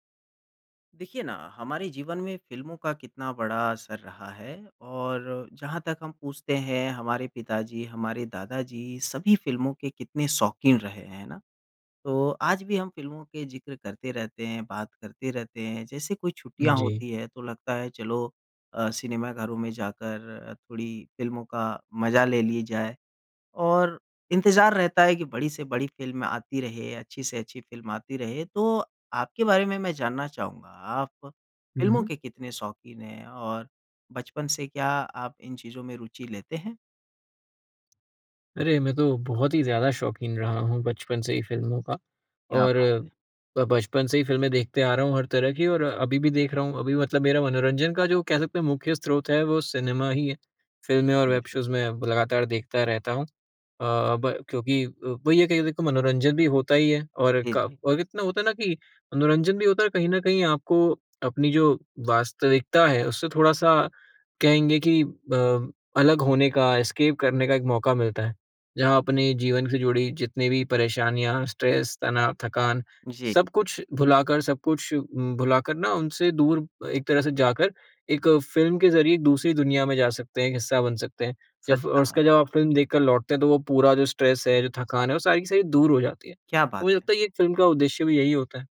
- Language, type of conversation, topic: Hindi, podcast, बचपन की कौन सी फिल्म तुम्हें आज भी सुकून देती है?
- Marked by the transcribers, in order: unintelligible speech; in English: "वेब शोज़"; in English: "एस्केप"; in English: "स्ट्रेस"; in English: "स्ट्रेस"